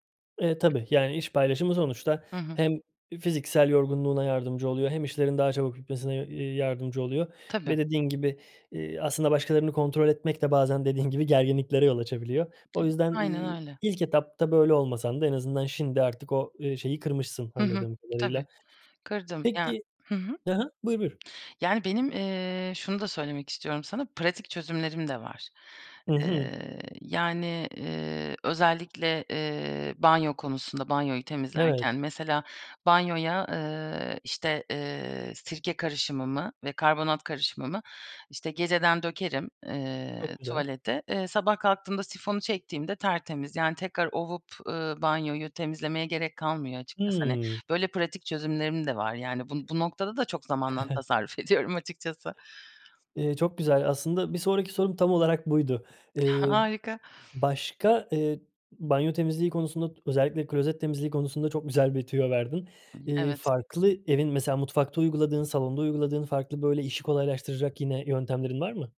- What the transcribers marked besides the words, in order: other background noise; unintelligible speech; chuckle; laughing while speaking: "ediyorum açıkçası"
- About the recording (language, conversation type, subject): Turkish, podcast, Haftalık temizlik planını nasıl oluşturuyorsun?